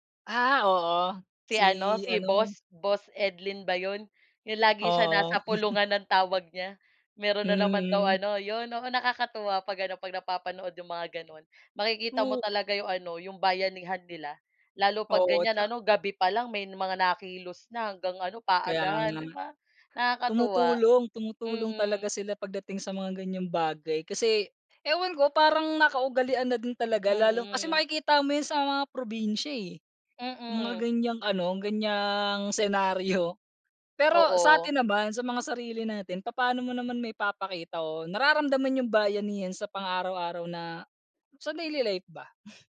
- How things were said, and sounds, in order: chuckle; other background noise
- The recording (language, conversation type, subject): Filipino, unstructured, Ano ang kahalagahan ng bayanihan sa kulturang Pilipino para sa iyo?